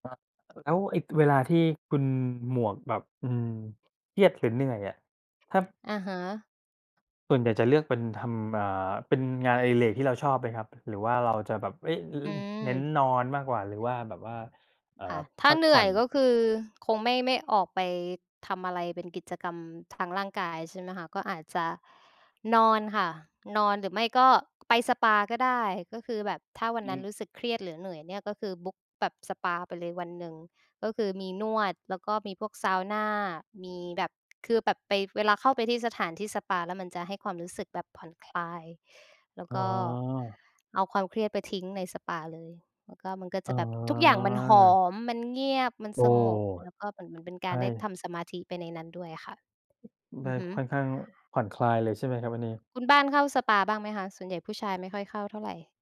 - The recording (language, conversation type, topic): Thai, unstructured, คุณชอบทำอะไรเพื่อสร้างความสุขให้ตัวเอง?
- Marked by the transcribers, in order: other background noise; tapping; in English: "บุ๊ก"; drawn out: "อ๋อ"